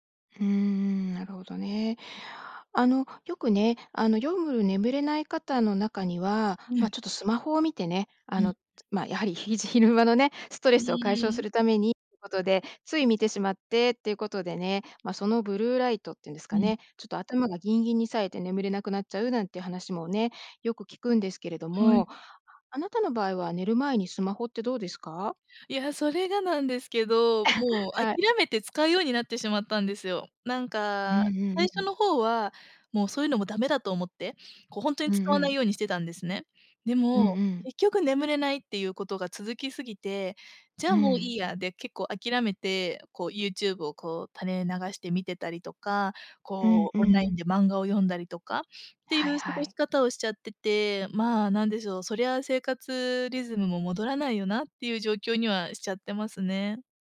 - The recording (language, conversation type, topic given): Japanese, advice, 眠れない夜が続いて日中ボーッとするのですが、どうすれば改善できますか？
- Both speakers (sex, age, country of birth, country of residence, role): female, 25-29, Japan, Japan, user; female, 55-59, Japan, United States, advisor
- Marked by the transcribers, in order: "夜" said as "よむる"; laugh